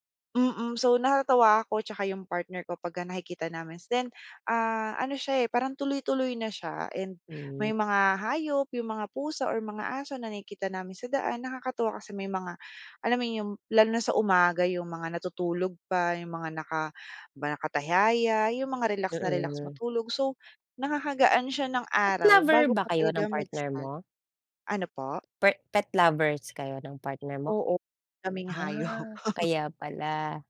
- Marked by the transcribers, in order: chuckle
- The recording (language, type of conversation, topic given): Filipino, podcast, Anong maliit na bagay ang nagpapangiti sa iyo araw-araw?